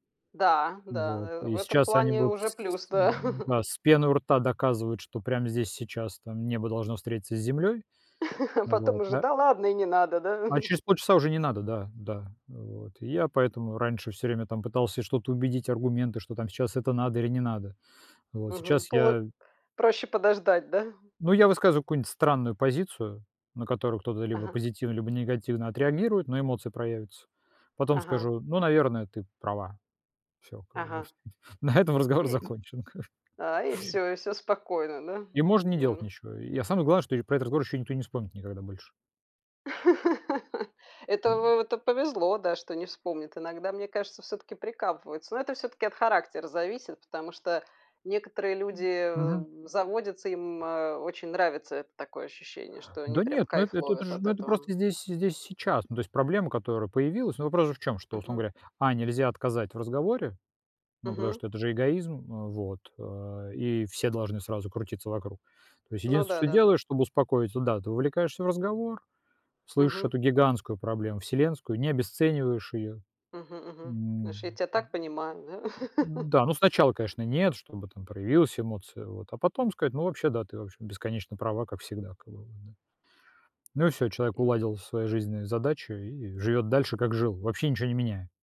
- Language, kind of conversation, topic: Russian, unstructured, Что для тебя важнее — быть правым или сохранить отношения?
- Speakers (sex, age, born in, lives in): female, 45-49, Belarus, Spain; male, 45-49, Russia, Italy
- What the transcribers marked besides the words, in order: chuckle; chuckle; chuckle; tapping; laughing while speaking: "На этом разговор закончен как бы"; laugh; laugh